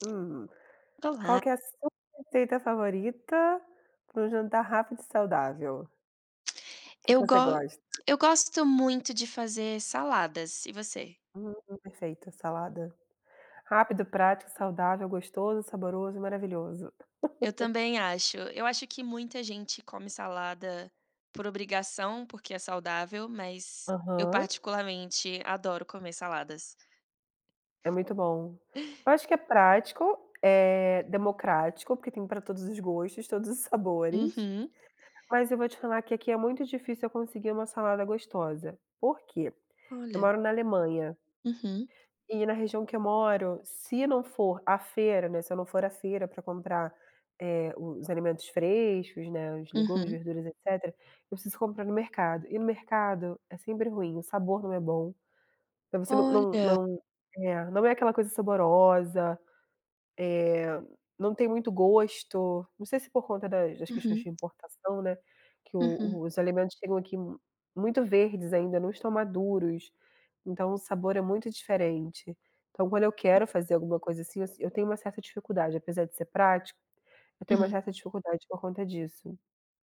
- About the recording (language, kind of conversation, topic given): Portuguese, unstructured, Qual é a sua receita favorita para um jantar rápido e saudável?
- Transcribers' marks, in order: other background noise; tapping; laugh